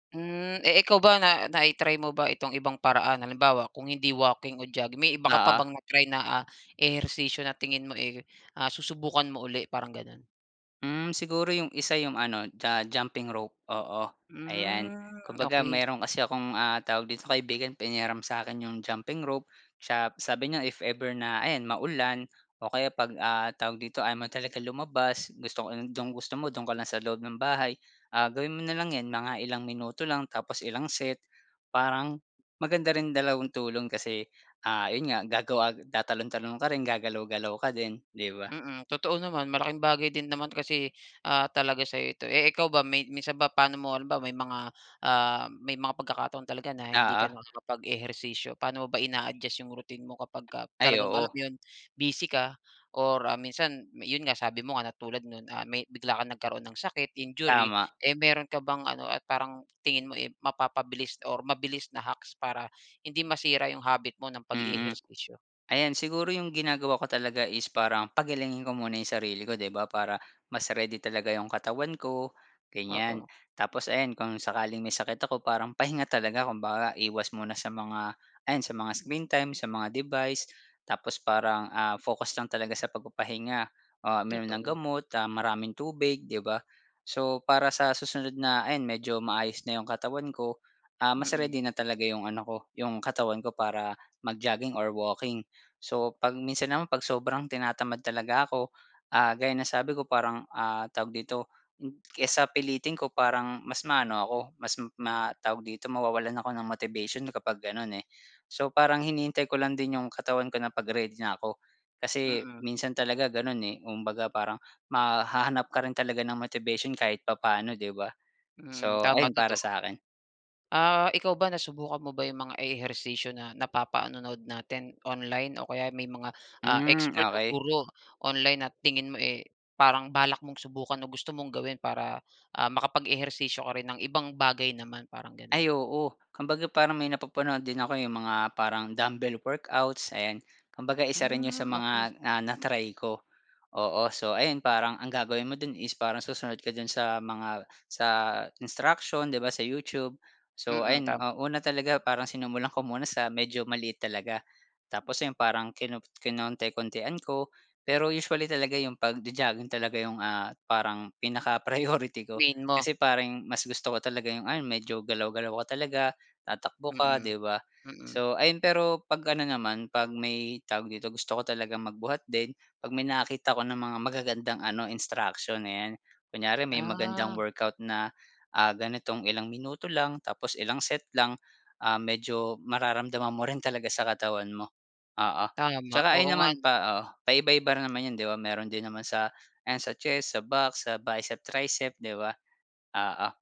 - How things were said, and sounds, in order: tapping; other background noise; "kapagka" said as "kapagkap"; swallow; in English: "dumbbell workouts"
- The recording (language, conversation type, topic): Filipino, podcast, Ano ang paborito mong paraan ng pag-eehersisyo araw-araw?